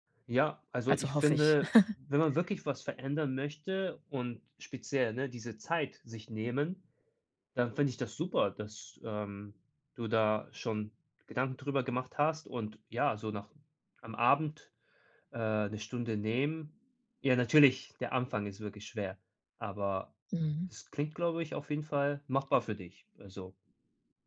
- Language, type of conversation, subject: German, advice, Wie kann ich eine Routine für kreatives Arbeiten entwickeln, wenn ich regelmäßig kreativ sein möchte?
- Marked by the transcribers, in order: chuckle